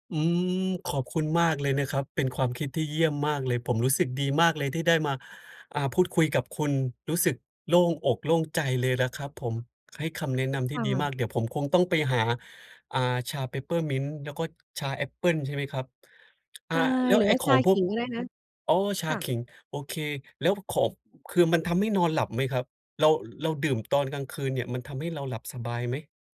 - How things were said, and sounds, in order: none
- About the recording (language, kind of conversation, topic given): Thai, advice, ทำไมพอดื่มเครื่องดื่มชูกำลังตอนเหนื่อยแล้วถึงรู้สึกกระสับกระส่าย?